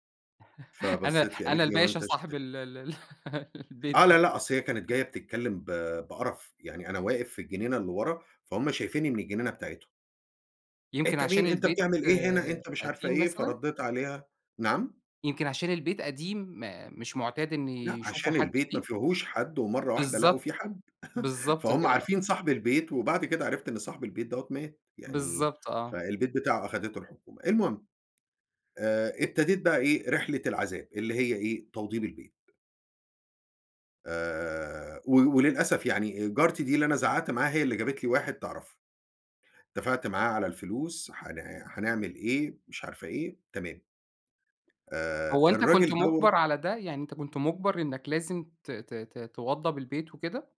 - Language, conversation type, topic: Arabic, podcast, احكيلي عن موقف حسّيت إنك خسرته، وفي الآخر طلع في صالحك إزاي؟
- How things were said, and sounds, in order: laugh; laugh; tapping; chuckle